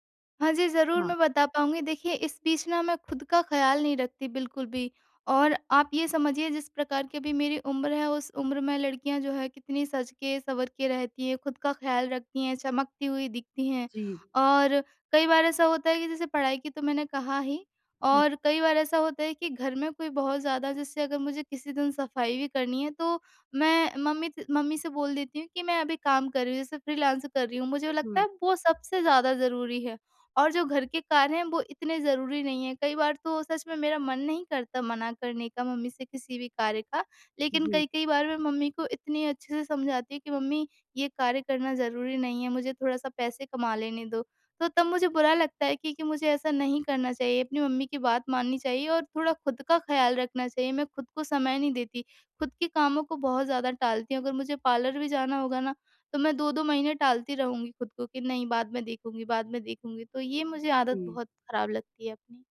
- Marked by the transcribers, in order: none
- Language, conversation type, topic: Hindi, advice, मैं अत्यावश्यक और महत्वपूर्ण कामों को समय बचाते हुए प्राथमिकता कैसे दूँ?